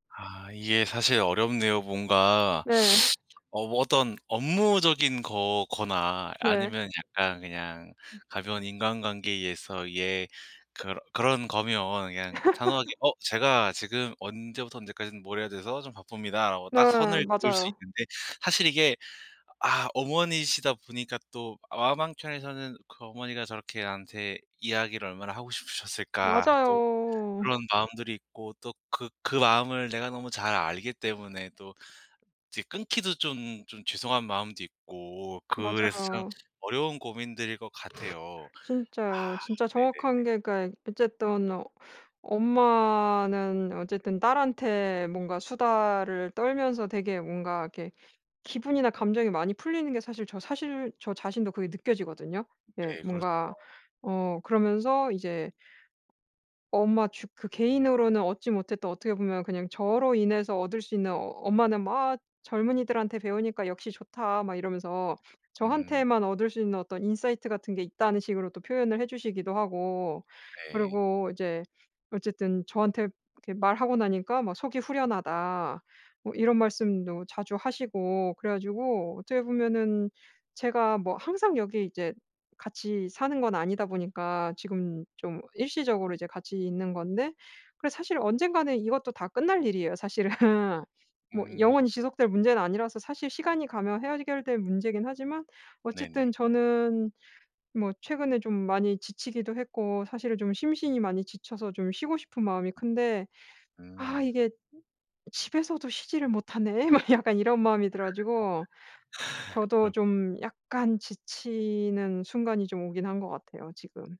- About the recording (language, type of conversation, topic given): Korean, advice, 사적 시간을 실용적으로 보호하려면 어디서부터 어떻게 시작하면 좋을까요?
- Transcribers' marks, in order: tapping; teeth sucking; laugh; laugh; other background noise; exhale; laughing while speaking: "사실은"; "해결될" said as "헤어결 될"; laughing while speaking: "못하네.' 막 약간"; laugh